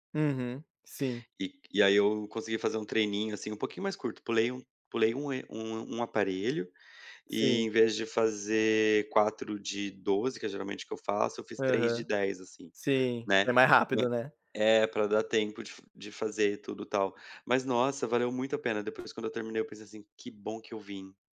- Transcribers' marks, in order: none
- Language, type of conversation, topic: Portuguese, unstructured, Como o esporte pode ajudar na saúde mental?